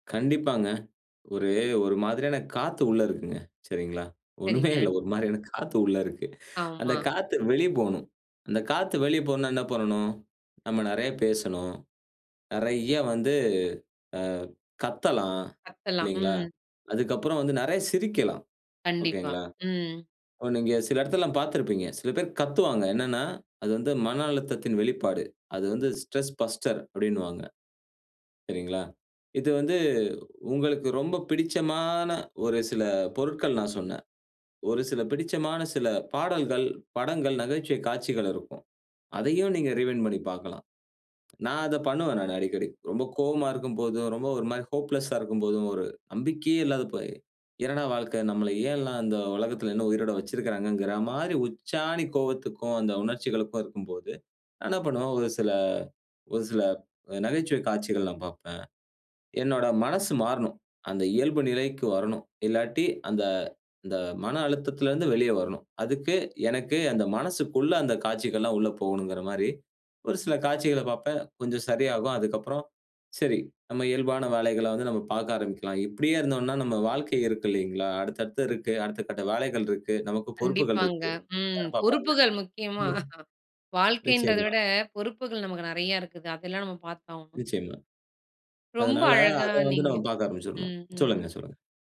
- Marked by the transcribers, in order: laughing while speaking: "ஒண்ணுமே இல்ல, ஒரு மாரியான காத்து உள்ள இருக்கு"; in English: "ஸ்ட்ரெஸ் பஸ்டர்"; in English: "ரீவைன்ட்"; in English: "ஹோப்லெஸ்ஸா"; laughing while speaking: "முக்கியமா"; unintelligible speech
- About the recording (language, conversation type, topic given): Tamil, podcast, மனஅழுத்தம் அதிகமாகும் போது நீங்கள் முதலில் என்ன செய்கிறீர்கள்?